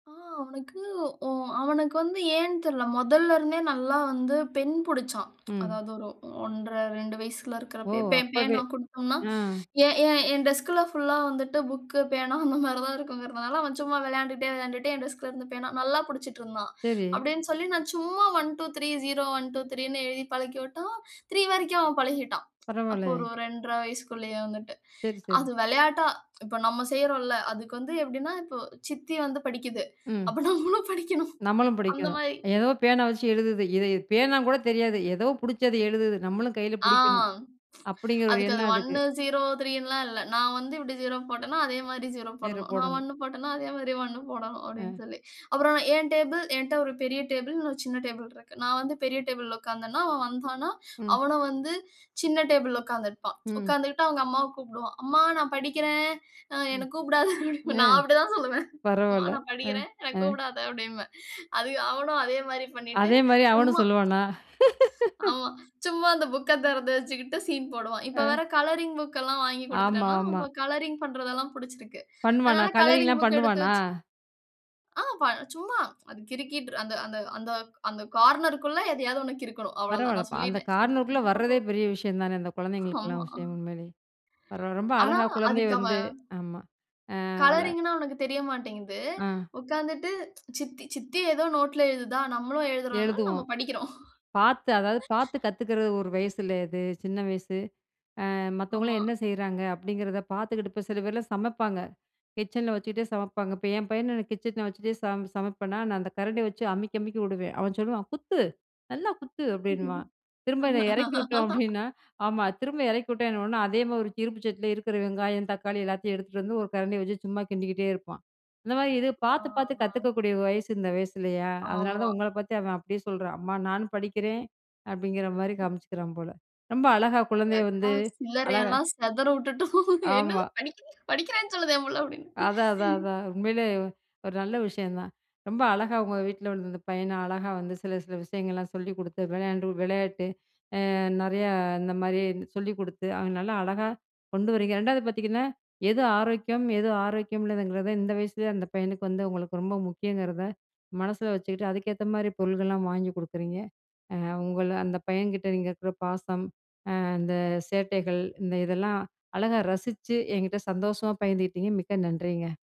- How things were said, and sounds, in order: chuckle; in English: "ஒன், டூ, த்ரீ ஸீரோ ஒன் டூ த்ரீனு"; in English: "த்ரீ"; laughing while speaking: "அப்ப நம்மலும் படிக்கணும். அந்த மாரி"; tapping; tsk; in English: "ஒண்ணு ஸீரோ த்ரீனுலாம்"; in English: "ஸீரோ"; in English: "ஸீரோ"; in English: "ஒண்ணு"; in English: "ஒண்ணு"; laughing while speaking: "அம்மா நான் படிக்கிறேன் அ என்ன … அவ்வளவுதான் நான் சொல்லிட்டேன்"; laugh; in English: "கலரிங் புக்"; other noise; in English: "கார்னர்க்குள்ள"; in English: "கார்னருக்குள்ள"; other background noise; laughing while speaking: "ஆமா"; unintelligible speech; laughing while speaking: "நம்மலும் எழுதுறோம்னா நம்ம படிக்கிறோம்"; chuckle; laugh; joyful: "என் அக்கா சில்லறைய எல்லாம் சிதற விட்டுட்டோம். என்னது படிக்கிறேன்னு சொல்லுதே என் பிள்ள. அப்டின்னு"; laughing while speaking: "என் அக்கா சில்லறைய எல்லாம் சிதற விட்டுட்டோம். என்னது படிக்கிறேன்னு சொல்லுதே என் பிள்ள. அப்டின்னு"
- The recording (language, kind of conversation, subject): Tamil, podcast, குழந்தைகள் உள்ள வீட்டில் விஷயங்களை எப்படிக் கையாள்கிறீர்கள்?
- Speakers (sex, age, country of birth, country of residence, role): female, 35-39, India, India, guest; female, 35-39, India, India, host